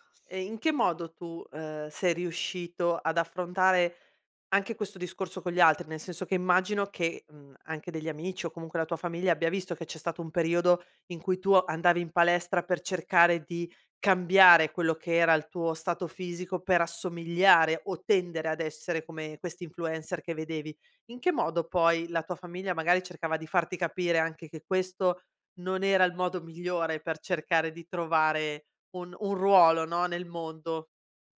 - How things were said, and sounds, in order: none
- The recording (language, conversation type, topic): Italian, podcast, Quale ruolo ha l’onestà verso te stesso?